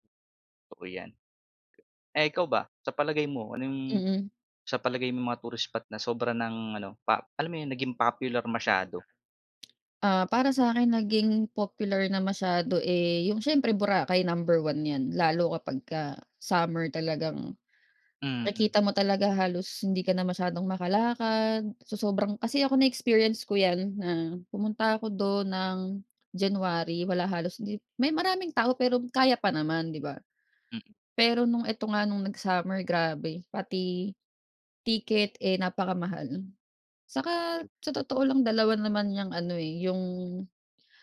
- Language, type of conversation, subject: Filipino, unstructured, Ano ang palagay mo tungkol sa mga pasyalan na naging sobrang komersiyalisado?
- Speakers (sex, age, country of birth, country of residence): female, 35-39, Philippines, Philippines; male, 25-29, Philippines, Philippines
- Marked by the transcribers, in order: tongue click